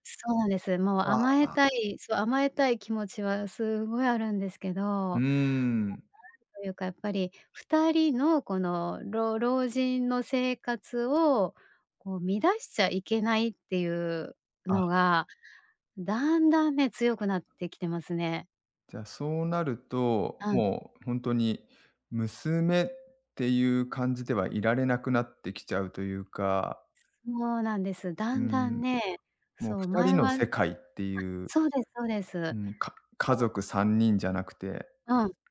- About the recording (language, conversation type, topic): Japanese, advice, 年末年始や行事のたびに家族の集まりで緊張してしまうのですが、どうすれば楽に過ごせますか？
- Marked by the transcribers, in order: unintelligible speech; tapping